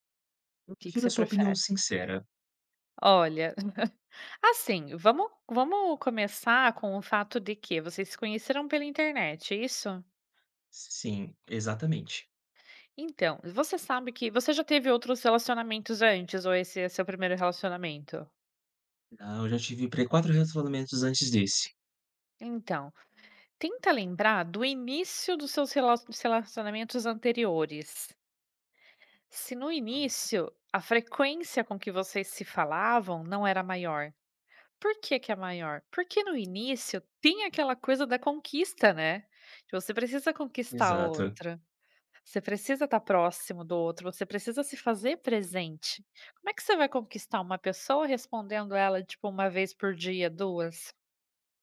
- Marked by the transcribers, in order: laugh
- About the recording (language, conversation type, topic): Portuguese, advice, Como você lida com a falta de proximidade em um relacionamento à distância?